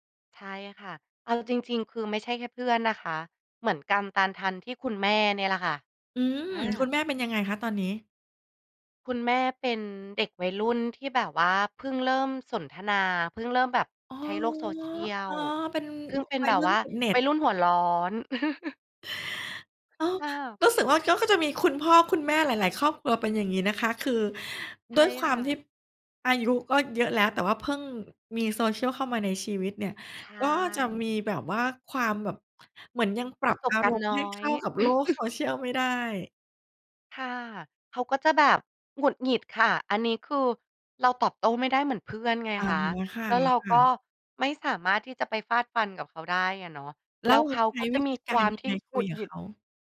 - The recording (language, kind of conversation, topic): Thai, podcast, คุณรู้สึกยังไงกับคนที่อ่านแล้วไม่ตอบ?
- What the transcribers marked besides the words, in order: unintelligible speech; chuckle; chuckle